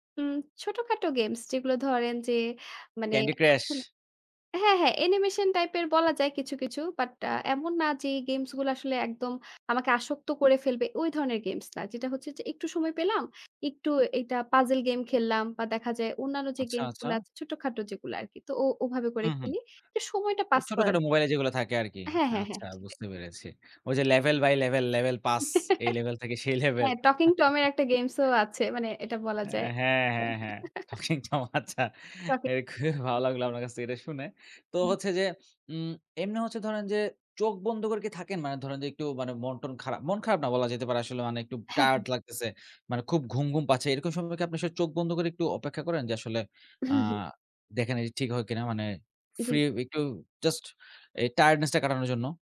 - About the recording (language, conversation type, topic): Bengali, podcast, ছোট বিরতি তোমার ফোকাসে কেমন প্রভাব ফেলে?
- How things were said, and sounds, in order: tapping; chuckle; chuckle; chuckle; laughing while speaking: "টকিং টম আচ্ছা। এ খুবই ভালো লাগলো আপনার কাছে এটা শুনে"; unintelligible speech; in English: "টায়ার্ডনেস"